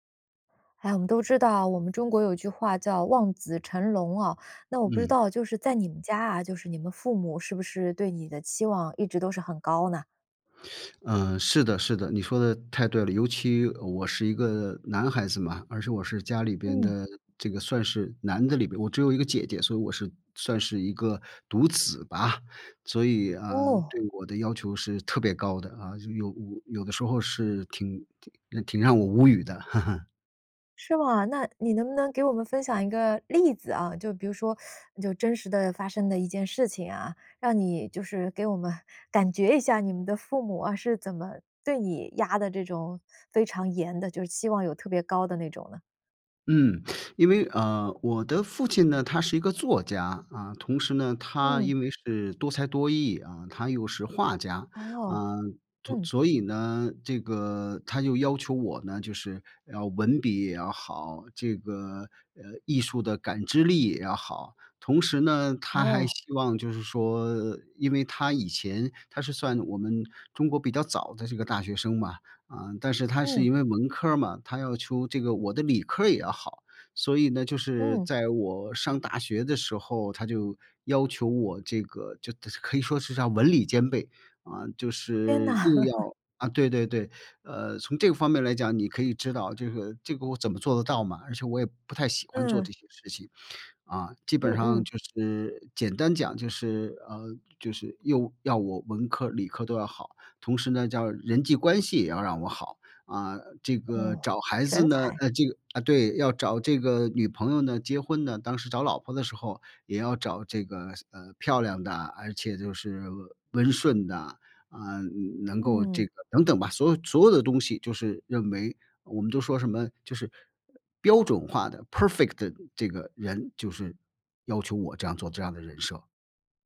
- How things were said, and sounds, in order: other background noise; laugh; teeth sucking; inhale; tapping; laughing while speaking: "呐"; laugh; in English: "perfect"
- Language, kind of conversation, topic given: Chinese, podcast, 当父母对你的期望过高时，你会怎么应对？